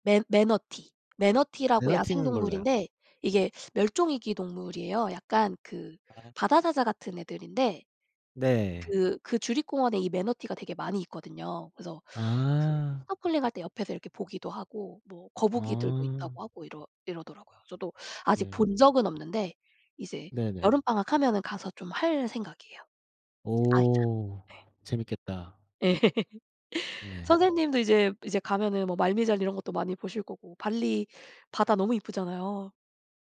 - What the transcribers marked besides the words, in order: other background noise; laughing while speaking: "예"; laugh
- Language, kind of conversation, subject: Korean, unstructured, 취미를 꾸준히 이어가는 비결이 무엇인가요?